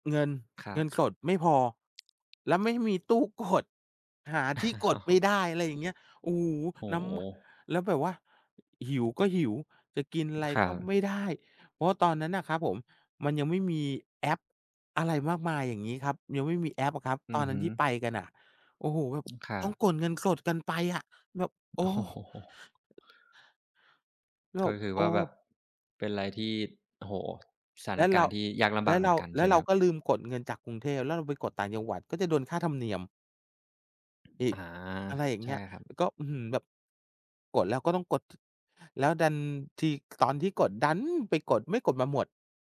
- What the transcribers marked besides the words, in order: other background noise; chuckle; laughing while speaking: "อ๋อ"; tapping; laughing while speaking: "โอ้โฮ"; stressed: "ดัน"
- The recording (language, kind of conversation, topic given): Thai, unstructured, คุณเคยเจอสถานการณ์ลำบากระหว่างเดินทางไหม?